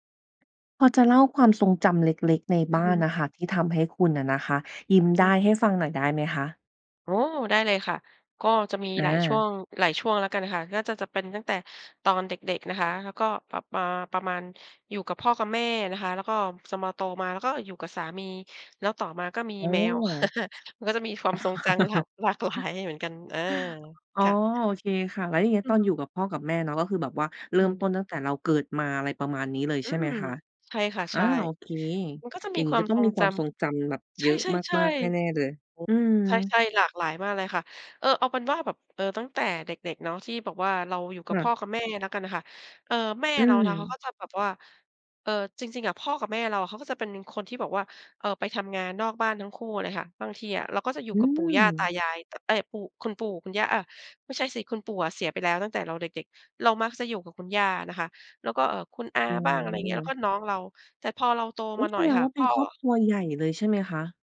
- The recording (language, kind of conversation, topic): Thai, podcast, เล่าความทรงจำเล็กๆ ในบ้านที่ทำให้คุณยิ้มได้หน่อย?
- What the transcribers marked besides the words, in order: laugh; laughing while speaking: "แบบหลากหลายเหมือนกัน"; other background noise